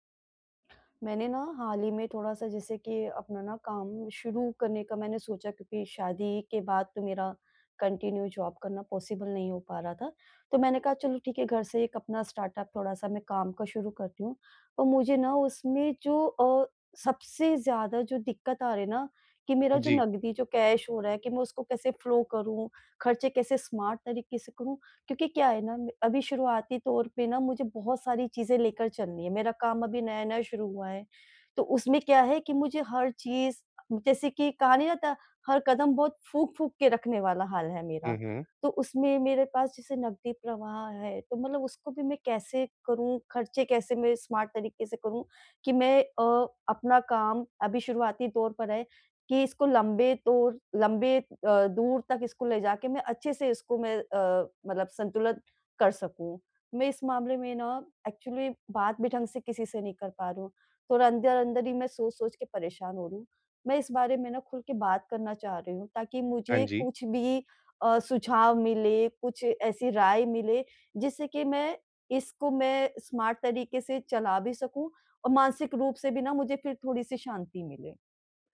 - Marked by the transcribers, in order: in English: "कंटिन्यू जॉब"; in English: "पॉसिबल"; in English: "स्टार्टअप"; in English: "कैश"; in English: "फ्लो"; in English: "स्मार्ट"; in English: "स्मार्ट"; in English: "एक्चुअली"; in English: "स्मार्ट"
- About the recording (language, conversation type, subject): Hindi, advice, मैं अपने स्टार्टअप में नकदी प्रवाह और खर्चों का बेहतर प्रबंधन कैसे करूँ?